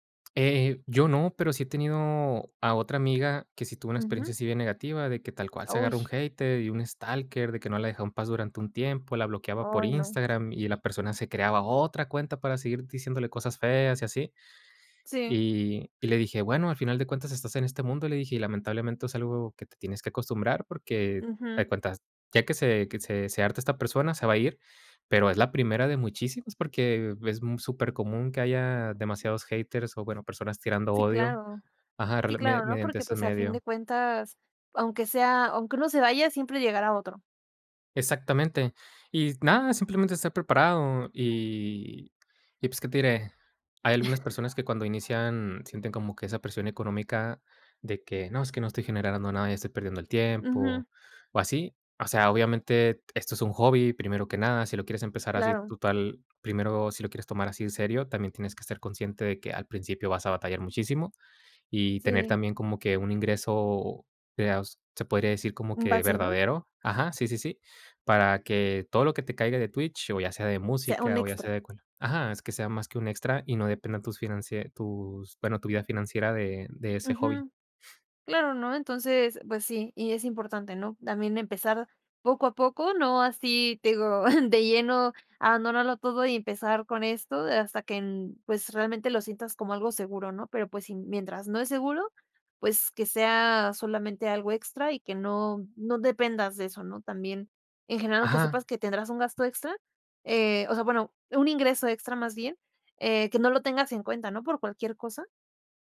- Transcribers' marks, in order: giggle; sniff; giggle
- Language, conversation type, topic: Spanish, podcast, ¿Qué consejo le darías a alguien que quiere tomarse en serio su pasatiempo?